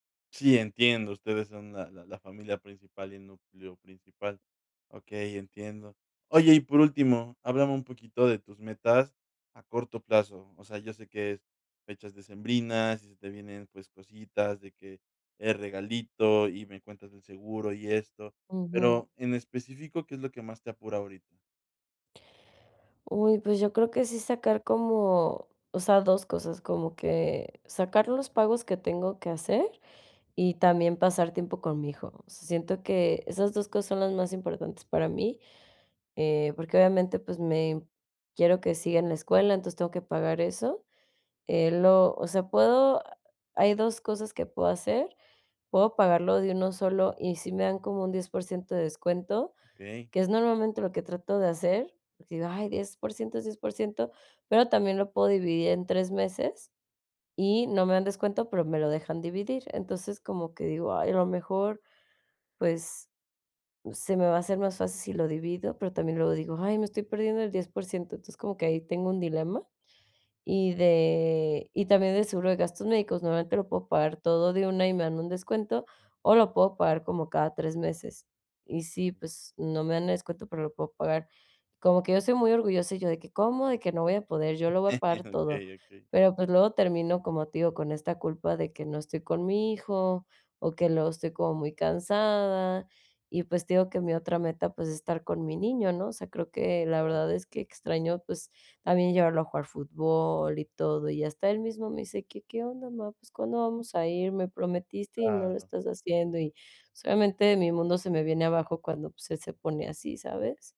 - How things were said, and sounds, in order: other noise; other background noise; chuckle
- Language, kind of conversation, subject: Spanish, advice, ¿Cómo puedo equilibrar mi trabajo con el cuidado de un familiar?